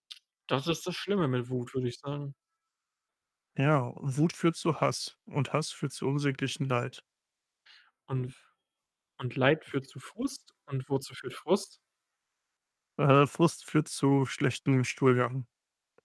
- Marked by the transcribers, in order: static; other background noise
- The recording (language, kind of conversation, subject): German, unstructured, Wie gehst du mit Wut oder Frust um?